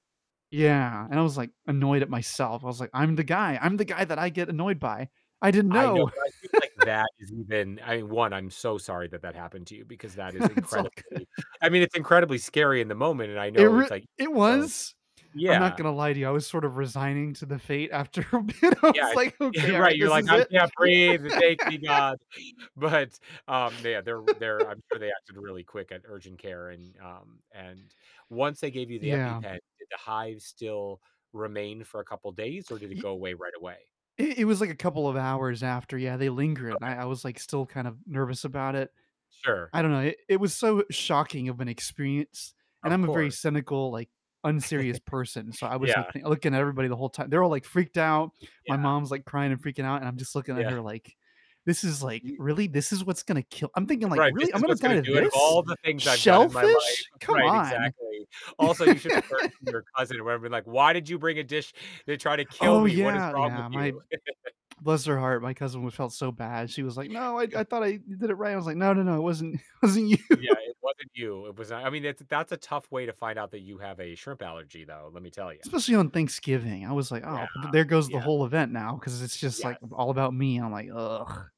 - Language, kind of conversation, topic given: English, unstructured, How can I manage food allergies so everyone feels included?
- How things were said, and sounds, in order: other background noise; distorted speech; laugh; laughing while speaking: "It's all good"; laughing while speaking: "after a bit, I was like, Okay, all right, this is it"; chuckle; laugh; laughing while speaking: "But"; laugh; static; chuckle; laugh; other noise; tsk; laugh; chuckle; laughing while speaking: "you"